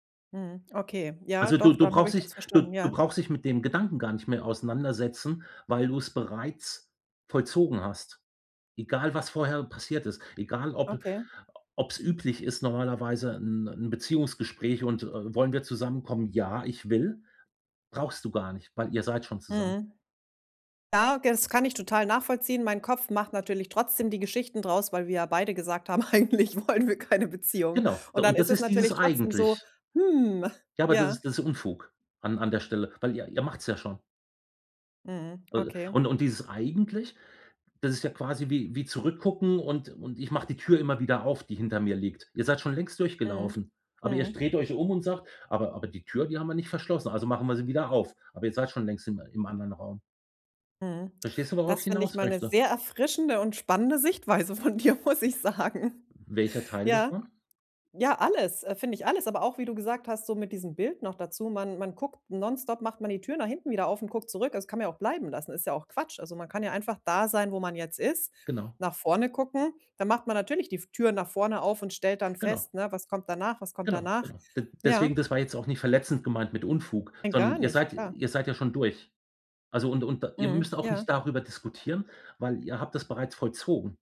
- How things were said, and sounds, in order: laughing while speaking: "Eigentlich wollen wir keine Beziehung"; laughing while speaking: "von dir, muss ich sagen"
- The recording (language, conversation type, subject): German, advice, Wie kann ich lernen, mit Ungewissheit umzugehen, wenn sie mich blockiert?